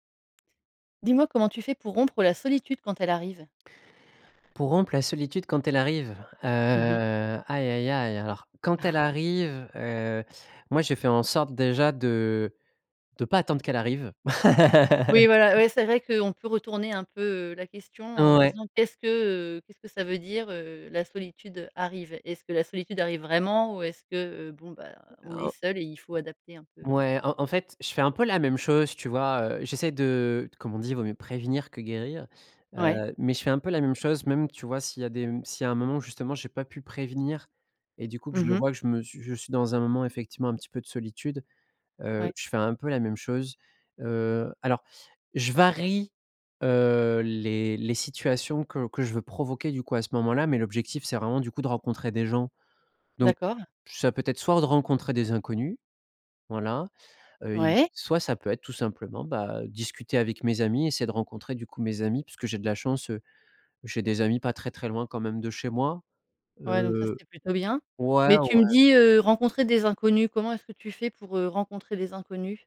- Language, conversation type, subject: French, podcast, Comment fais-tu pour briser l’isolement quand tu te sens seul·e ?
- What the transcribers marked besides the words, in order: chuckle; laugh; stressed: "vraiment"